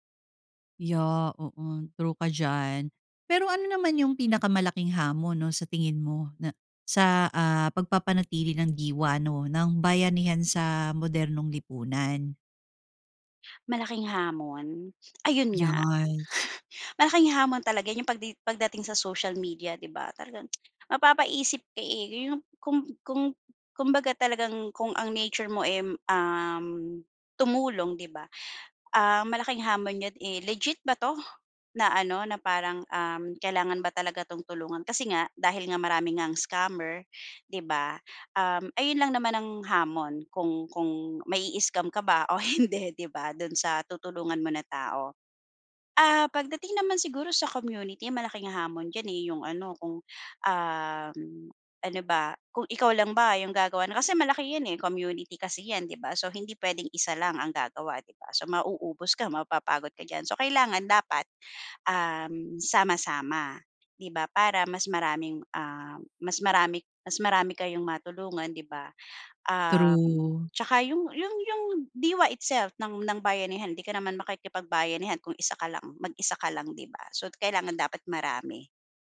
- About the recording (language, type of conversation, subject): Filipino, podcast, Ano ang ibig sabihin ng bayanihan para sa iyo, at bakit?
- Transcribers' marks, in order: chuckle; "Yes" said as "Yas"; tapping; laughing while speaking: "hindi"